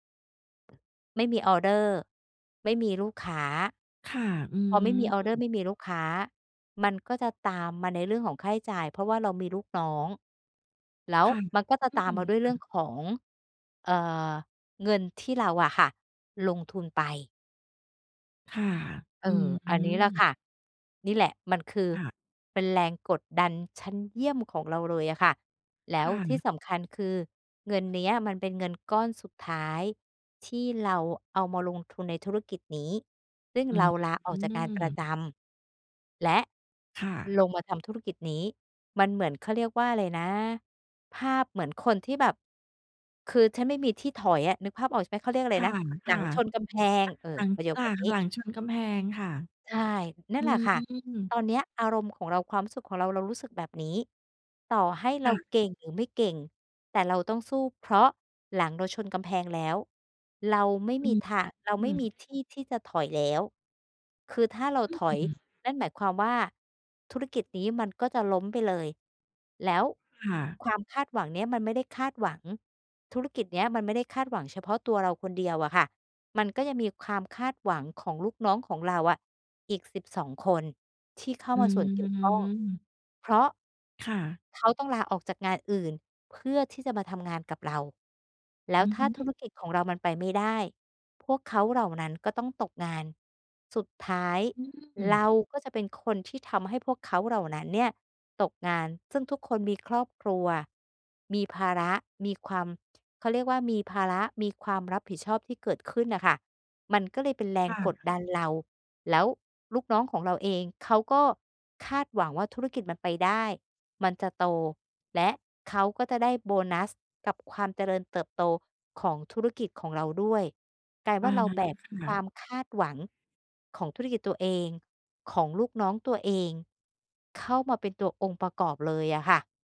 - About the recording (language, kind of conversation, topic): Thai, advice, คุณรับมือกับความกดดันจากความคาดหวังของคนรอบข้างจนกลัวจะล้มเหลวอย่างไร?
- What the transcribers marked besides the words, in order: other background noise; background speech; drawn out: "อืม"